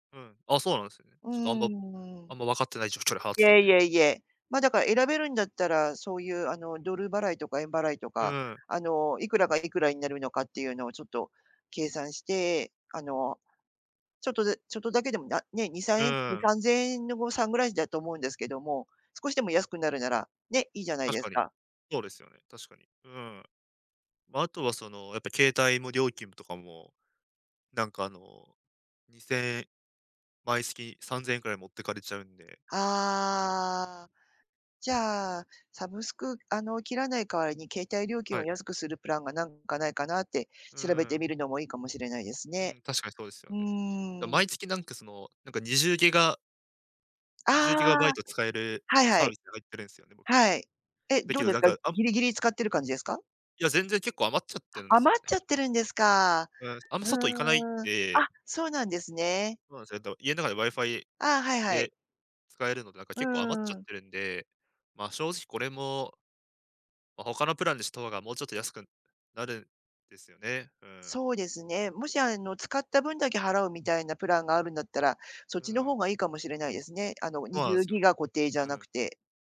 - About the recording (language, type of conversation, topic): Japanese, advice, 定期購読が多すぎて何を解約するか迷う
- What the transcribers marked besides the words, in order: none